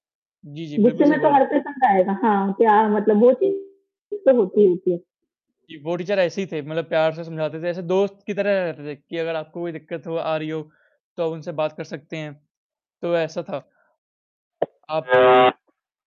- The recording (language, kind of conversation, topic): Hindi, unstructured, आपके स्कूल के समय की सबसे यादगार बात क्या थी?
- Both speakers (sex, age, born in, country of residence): female, 25-29, India, India; male, 45-49, India, India
- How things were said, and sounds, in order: static; distorted speech; unintelligible speech; in English: "टीचर"; background speech; tapping; other noise